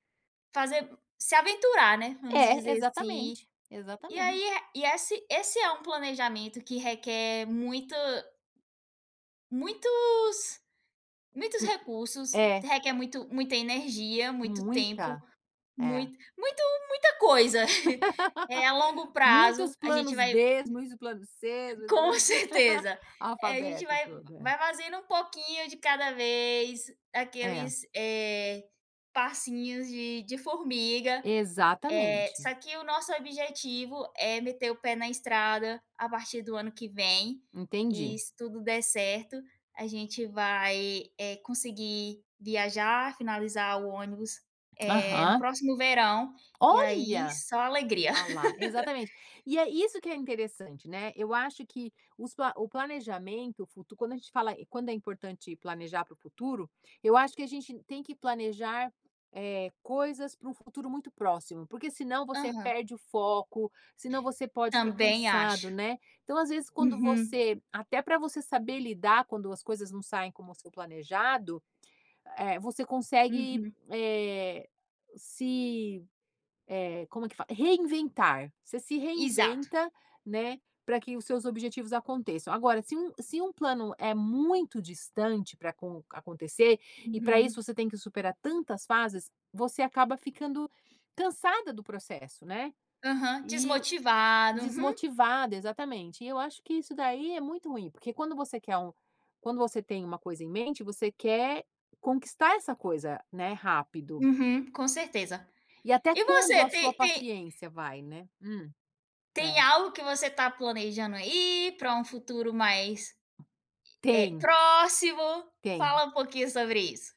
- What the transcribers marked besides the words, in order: laugh; other noise; unintelligible speech; laugh
- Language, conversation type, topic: Portuguese, unstructured, Você acha importante planejar o futuro? Por quê?